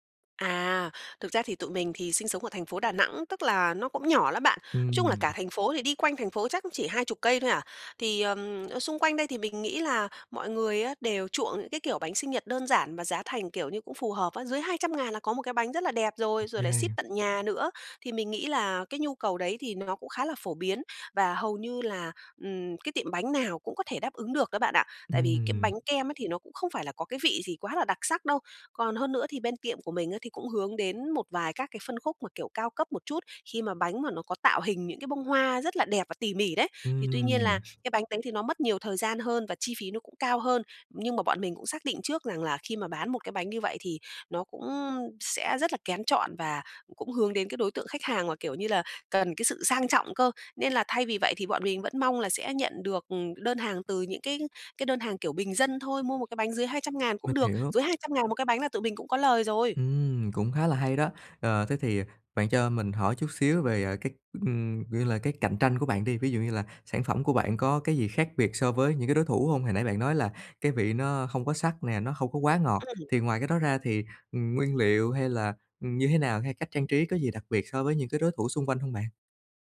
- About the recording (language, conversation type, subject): Vietnamese, advice, Làm sao để tiếp thị hiệu quả và thu hút những khách hàng đầu tiên cho startup của tôi?
- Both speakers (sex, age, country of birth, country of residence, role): female, 30-34, Vietnam, Vietnam, user; male, 30-34, Vietnam, Vietnam, advisor
- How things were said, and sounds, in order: tapping